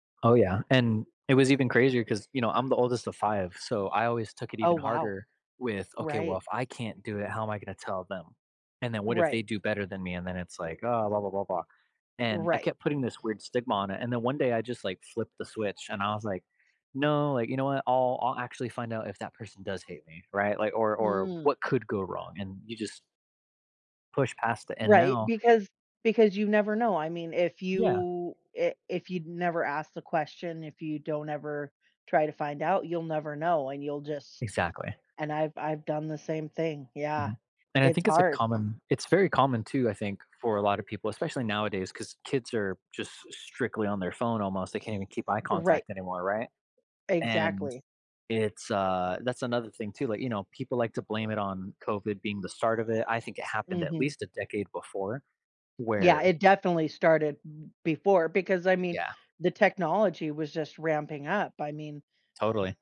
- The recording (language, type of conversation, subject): English, unstructured, What helps you keep going when life gets difficult?
- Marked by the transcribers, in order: background speech; drawn out: "you"; other background noise